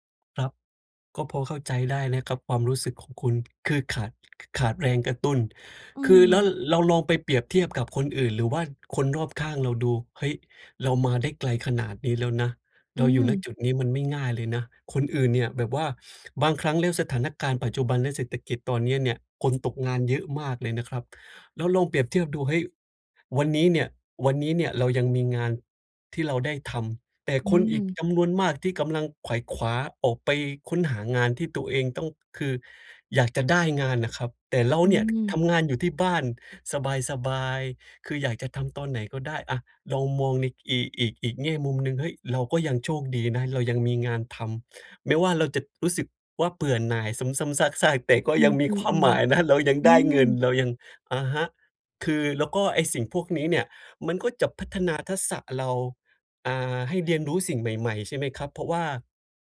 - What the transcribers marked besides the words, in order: "ทักษะ" said as "ทัดษะ"
- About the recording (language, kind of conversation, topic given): Thai, advice, จะรับมืออย่างไรเมื่อรู้สึกเหนื่อยกับความซ้ำซากแต่ยังต้องทำต่อ?